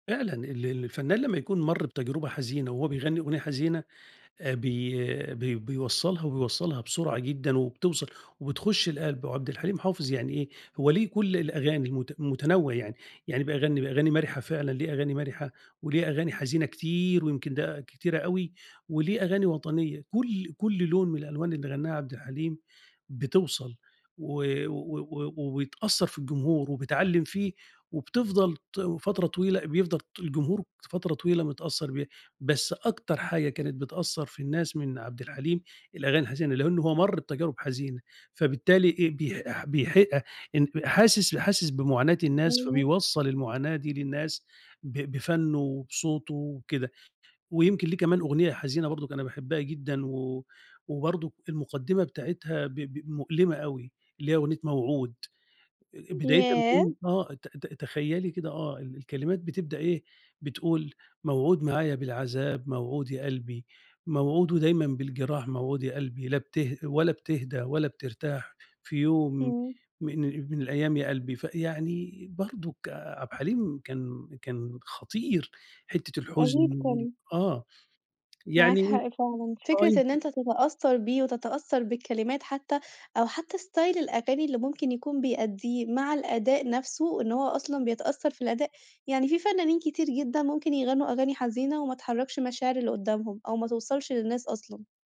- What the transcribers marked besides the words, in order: tapping; in English: "ستايل"
- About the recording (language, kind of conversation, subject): Arabic, podcast, إيه الأغنية اللي دايمًا بتخلّيك تبكي؟